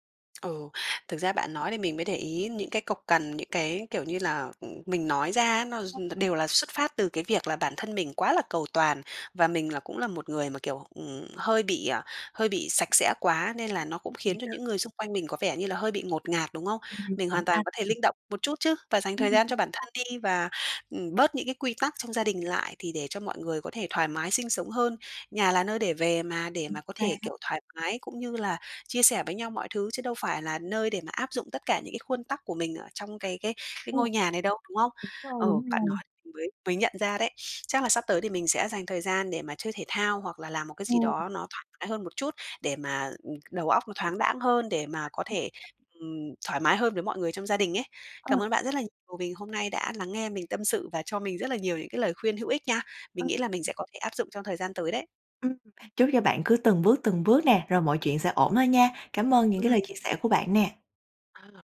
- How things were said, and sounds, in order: tapping; other noise; unintelligible speech; unintelligible speech; sniff; unintelligible speech
- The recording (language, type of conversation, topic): Vietnamese, advice, Làm sao để chấm dứt những cuộc cãi vã lặp lại về việc nhà và phân chia trách nhiệm?